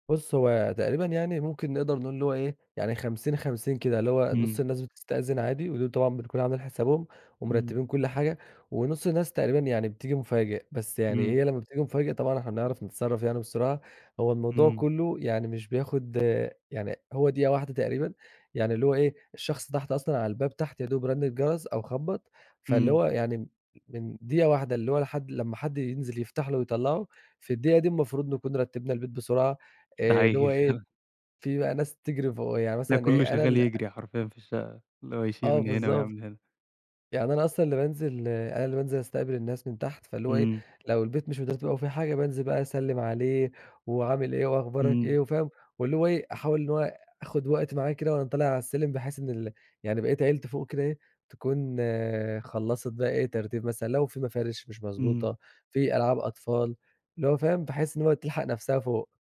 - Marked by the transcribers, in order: none
- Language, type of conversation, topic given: Arabic, podcast, إيه عاداتكم لما بيجيلكم ضيوف في البيت؟